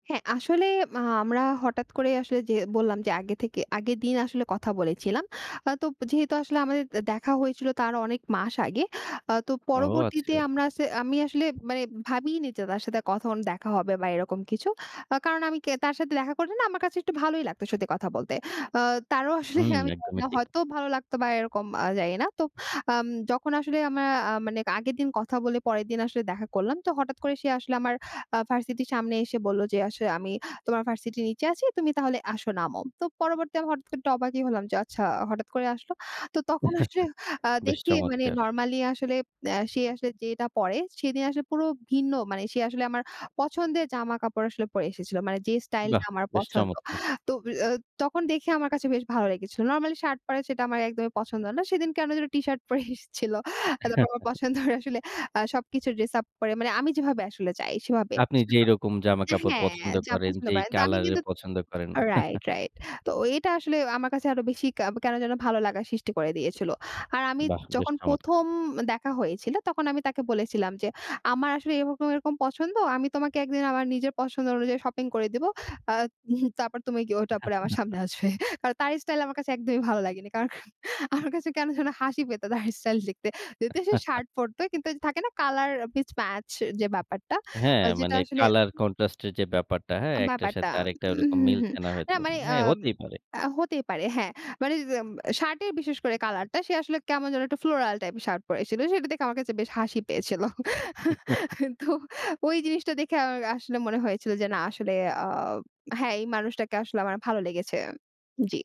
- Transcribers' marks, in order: "কখন" said as "কথন"; tapping; laughing while speaking: "আসলে"; chuckle; chuckle; laughing while speaking: "পরে এসেছিল"; laughing while speaking: "পছন্দের আসলে"; unintelligible speech; chuckle; "সৃষ্টি" said as "সিস্টি"; chuckle; laughing while speaking: "আসবে"; laughing while speaking: "কারণ আমার কাছে কেন যেন হাসি পেতো তার স্টাইল দেখতে"; chuckle; in English: "colour contrast"; in English: "floral"; chuckle; laughing while speaking: "তো"
- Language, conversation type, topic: Bengali, podcast, অপ্রত্যাশিত কোনো সাক্ষাৎ কি তোমার কারও সঙ্গে সম্পর্ক বদলে দিয়েছে?